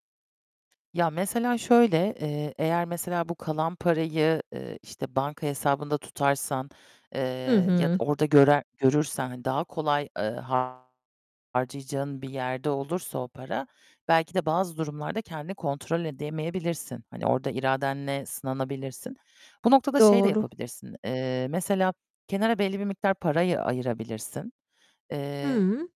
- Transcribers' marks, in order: other background noise; distorted speech; tapping
- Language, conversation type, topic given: Turkish, advice, Harcamalarınızı kontrol edemeyip tekrar tekrar borçlanma alışkanlığınızı anlatır mısınız?